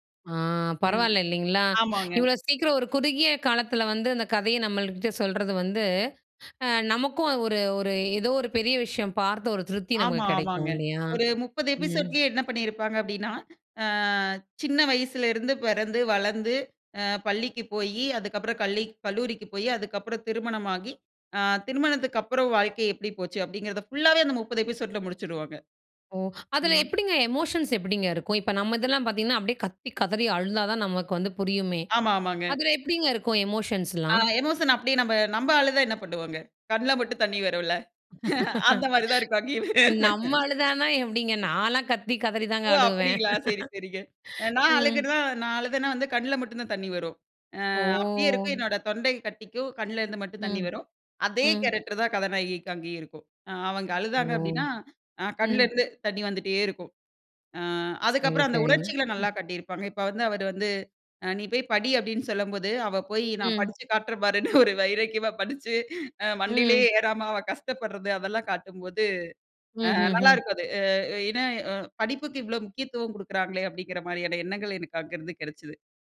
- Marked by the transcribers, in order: drawn out: "ஆ"; in English: "எமோஷன்"; laugh; breath; laughing while speaking: "அந்த மாதிரி தான் இருக்கும் அங்கயும்"; laugh; other noise; laugh; drawn out: "ஓ!"; chuckle
- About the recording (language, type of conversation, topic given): Tamil, podcast, ஒரு திரைப்படத்தை மீண்டும் பார்க்க நினைக்கும் காரணம் என்ன?